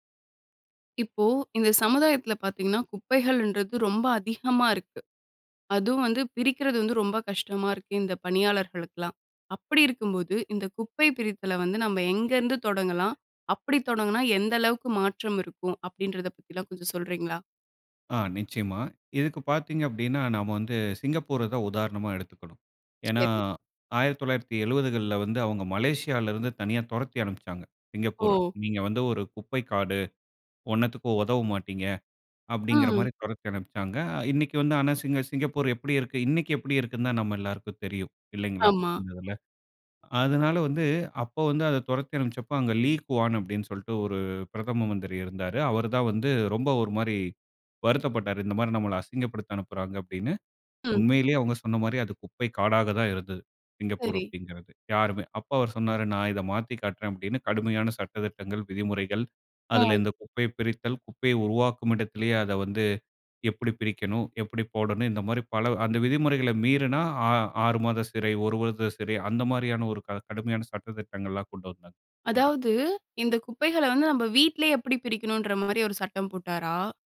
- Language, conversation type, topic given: Tamil, podcast, குப்பை பிரித்தலை எங்கிருந்து தொடங்கலாம்?
- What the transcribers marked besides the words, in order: none